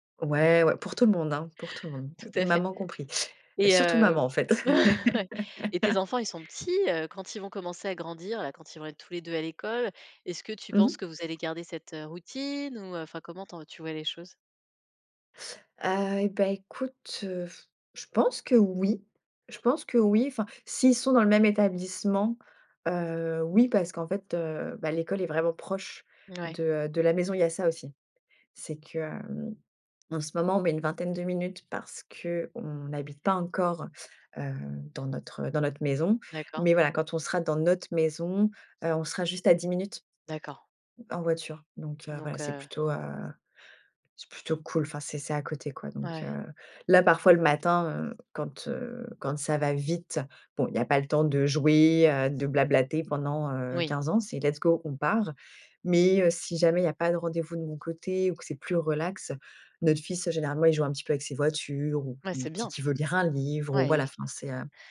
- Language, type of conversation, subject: French, podcast, Comment vous organisez-vous les matins où tout doit aller vite avant l’école ?
- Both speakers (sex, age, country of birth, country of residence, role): female, 30-34, France, France, guest; female, 35-39, France, Netherlands, host
- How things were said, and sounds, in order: chuckle; laugh; other background noise; in English: "let's go"